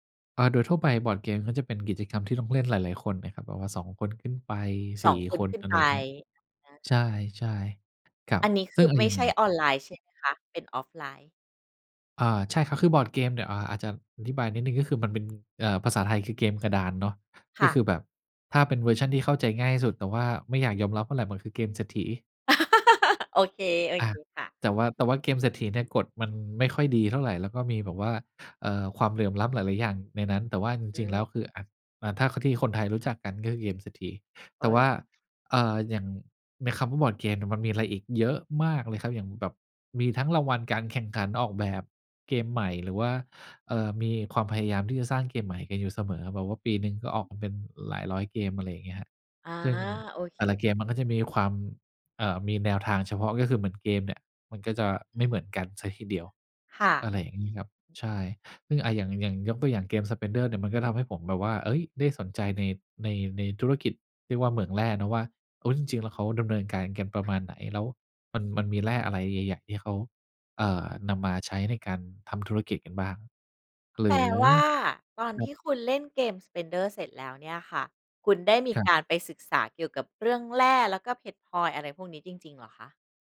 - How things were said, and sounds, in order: chuckle
- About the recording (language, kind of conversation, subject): Thai, podcast, ทำอย่างไรถึงจะค้นหาความสนใจใหม่ๆ ได้เมื่อรู้สึกตัน?